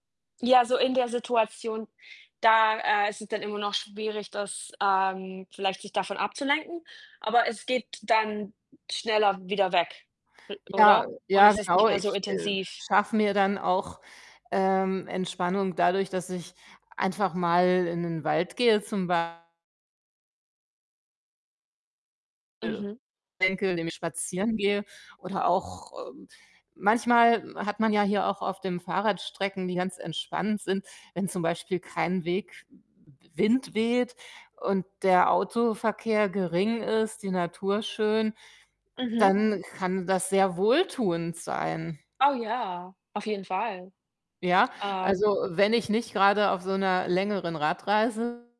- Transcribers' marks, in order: distorted speech; unintelligible speech; other background noise; tapping
- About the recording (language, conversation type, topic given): German, unstructured, Wie entspannst du dich nach der Arbeit?